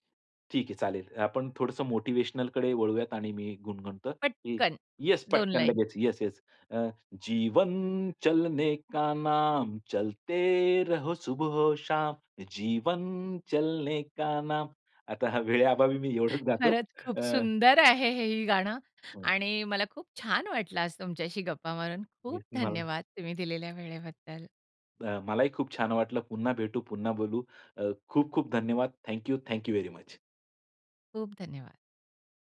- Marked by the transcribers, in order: singing: "जीवन चलने का नाम, चलते रहो सुबहो शाम. जीवन चलने का नाम"; joyful: "खरंच खूप सुंदर आहे, हे … तुम्ही दिलेल्या वेळेबद्दल"; other background noise; in English: "वेरी मच"
- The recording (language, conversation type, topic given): Marathi, podcast, चित्रपटातील गाणी तुम्हाला का आवडतात?